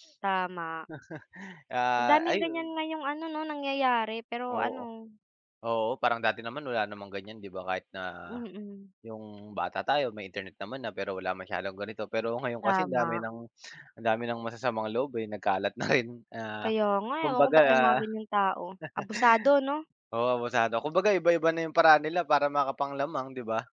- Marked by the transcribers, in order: laugh; laughing while speaking: "ngayon"; laughing while speaking: "na rin"; laugh
- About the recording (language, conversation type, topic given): Filipino, unstructured, Paano mo tinitingnan ang pag-abuso ng mga kumpanya sa pribadong datos ng mga tao?